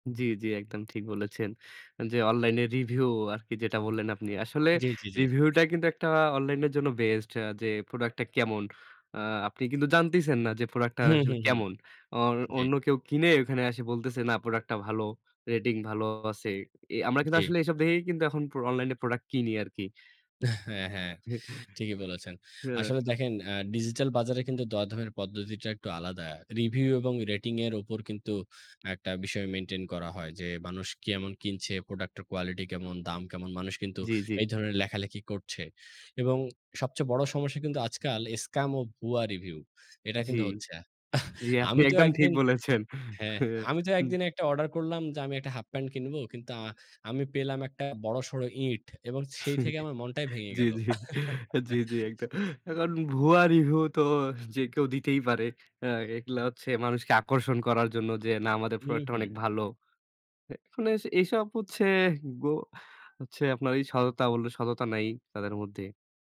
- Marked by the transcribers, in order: other background noise; tapping; chuckle; laughing while speaking: "জি, জি, জি, জি, একদ"; chuckle; "এগুলো" said as "এগ্লা"
- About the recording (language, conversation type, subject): Bengali, unstructured, আপনি কি মনে করেন দরদাম করার সময় মানুষ প্রায়ই অসৎ হয়ে পড়ে?